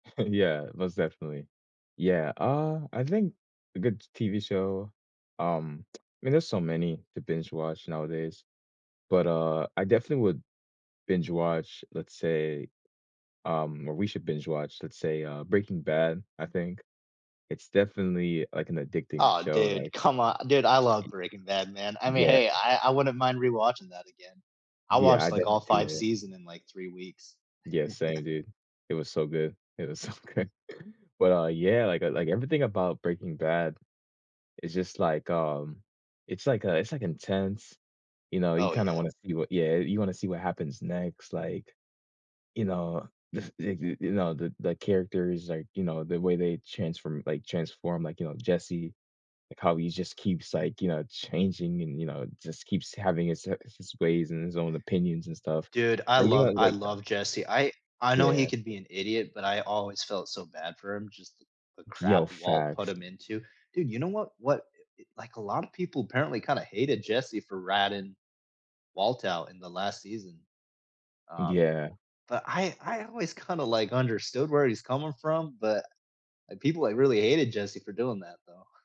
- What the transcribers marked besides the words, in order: chuckle; tapping; lip smack; laugh; laughing while speaking: "so good"; other background noise
- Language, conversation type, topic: English, unstructured, Which TV show should we binge-watch together this weekend, and what makes it a good fit for our mood?